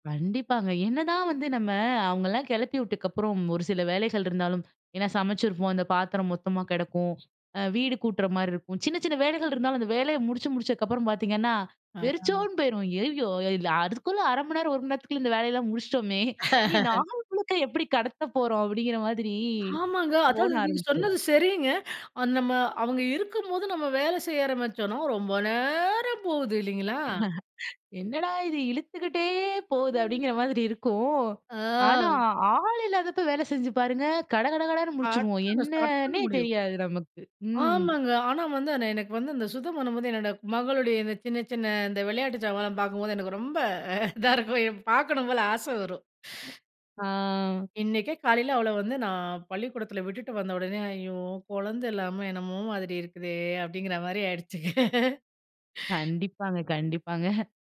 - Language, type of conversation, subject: Tamil, podcast, உங்கள் வீட்டில் காலை நேரத்தில் பொதுவாக என்னென்ன வழக்கங்கள் இருக்கின்றன?
- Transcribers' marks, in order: laughing while speaking: "இந்த வேலையெல்லாம் முடிச்சிட்டோமே. இனி நாள் முழுக்க எப்பிடி கடத்தப் போறோம்?"; laugh; drawn out: "நேரம்"; laugh; other noise; laughing while speaking: "எனக்கு ரொம்ப இதா இருக்கும். எ பார்க்கணும் போல ஆசை வரும்"; drawn out: "ஆ"; chuckle; inhale